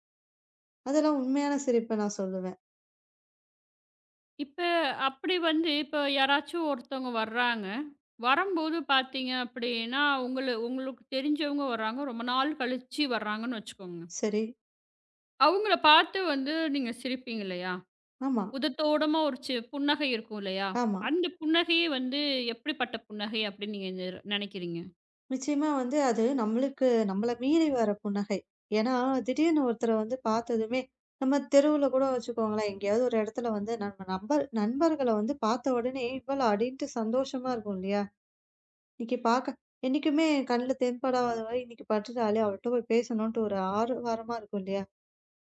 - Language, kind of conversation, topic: Tamil, podcast, சிரித்துக்கொண்டிருக்கும் போது அந்தச் சிரிப்பு உண்மையானதா இல்லையா என்பதை நீங்கள் எப்படி அறிகிறீர்கள்?
- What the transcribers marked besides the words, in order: none